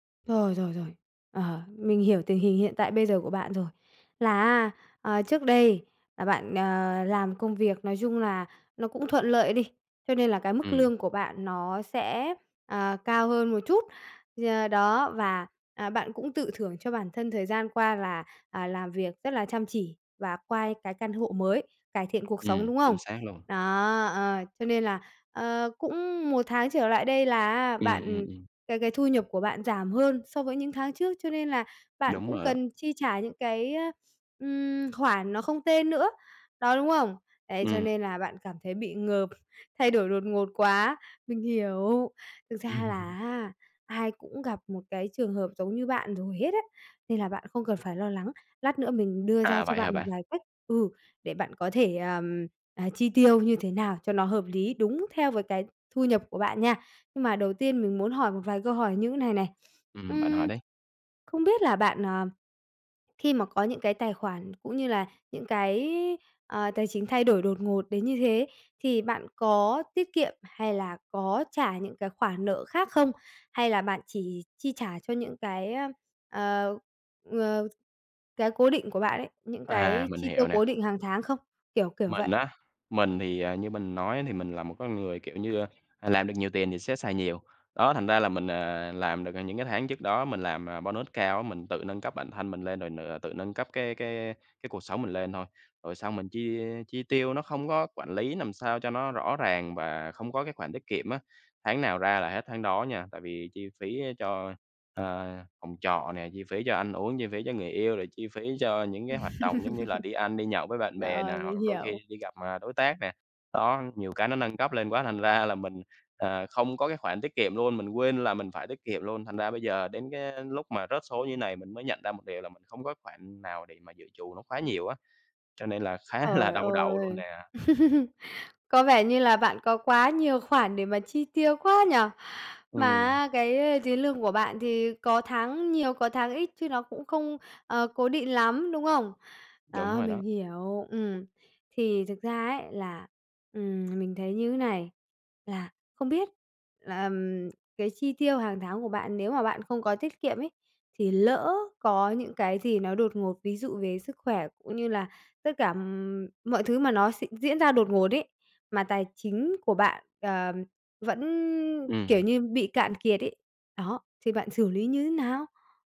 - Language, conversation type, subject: Vietnamese, advice, Bạn cần điều chỉnh chi tiêu như thế nào khi tình hình tài chính thay đổi đột ngột?
- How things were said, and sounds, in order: laugh; sniff; in English: "bonus"; "làm" said as "nàm"; laugh; tapping; laughing while speaking: "là"; laugh